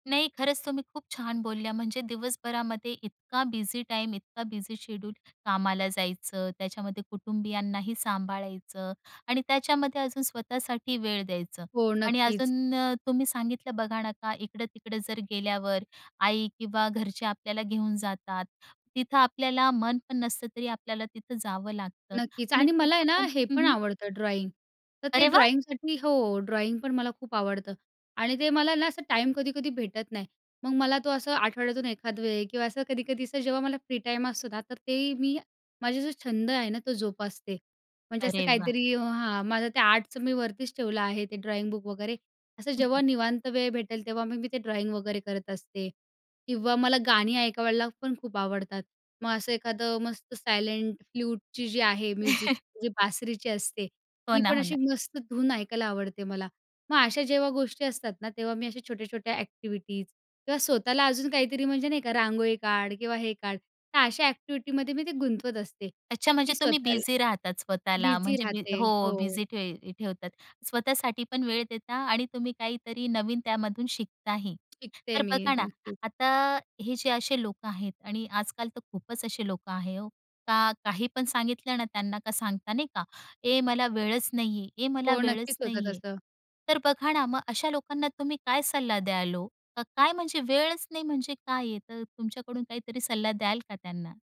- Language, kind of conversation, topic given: Marathi, podcast, दिवसभरात स्वतःसाठी वेळ तुम्ही कसा काढता?
- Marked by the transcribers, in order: in English: "ड्रॉईंग"; in English: "ड्रॉईंगसाठी"; in English: "ड्रॉईंग"; tapping; in English: "ड्रॉइंग"; chuckle; in English: "ड्रॉईंग"; "ऐकायला" said as "ऐकवयला"; in English: "सायलेंट फ्लूटची"; chuckle; in English: "म्युझिक"; other background noise